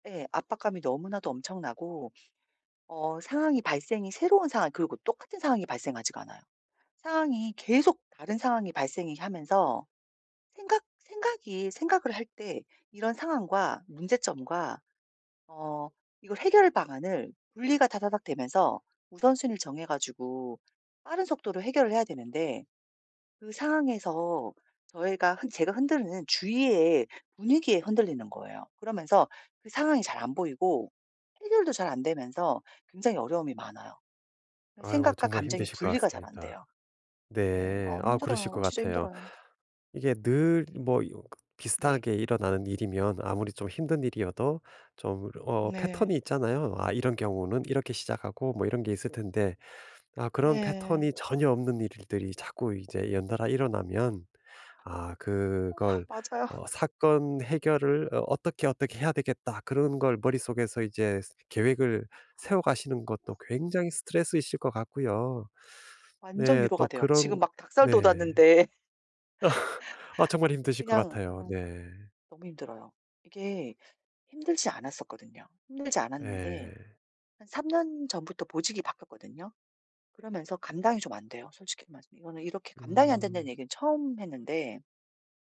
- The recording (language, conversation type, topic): Korean, advice, 생각을 분리해 관찰하면 감정 반응을 줄일 수 있을까요?
- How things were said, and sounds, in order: tapping; other background noise; chuckle